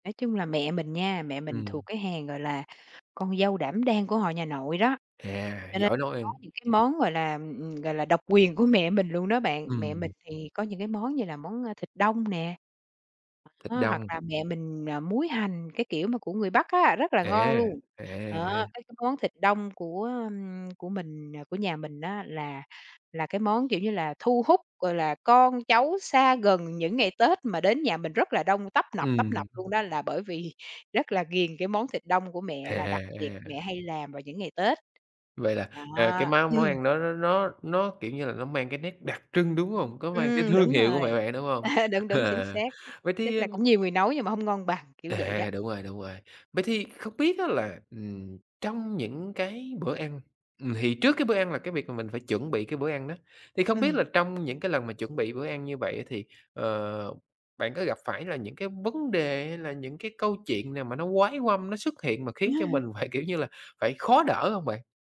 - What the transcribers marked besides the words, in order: tapping; other background noise; other noise; laughing while speaking: "vì"; laugh; laugh; laugh; laughing while speaking: "phải"
- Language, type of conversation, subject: Vietnamese, podcast, Bạn có thể kể về bữa cơm gia đình đáng nhớ nhất của bạn không?